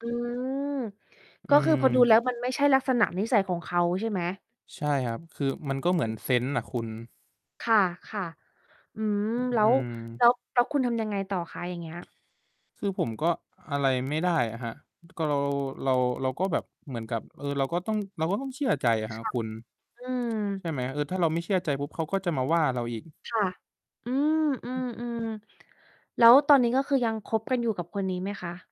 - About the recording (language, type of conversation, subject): Thai, unstructured, คุณคิดว่าการให้อภัยช่วยคลี่คลายความขัดแย้งได้จริงไหม?
- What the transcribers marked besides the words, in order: static; other background noise; distorted speech; tapping